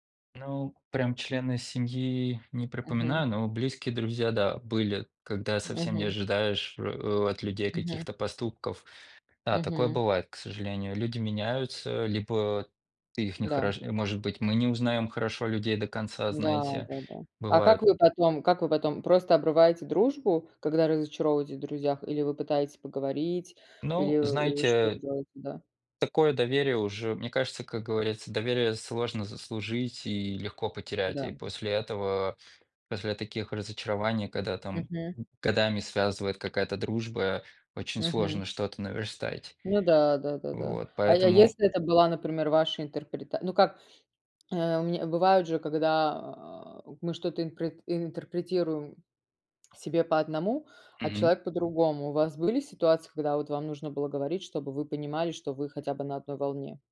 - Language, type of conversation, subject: Russian, unstructured, Как справляться с разочарованиями в жизни?
- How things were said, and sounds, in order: tapping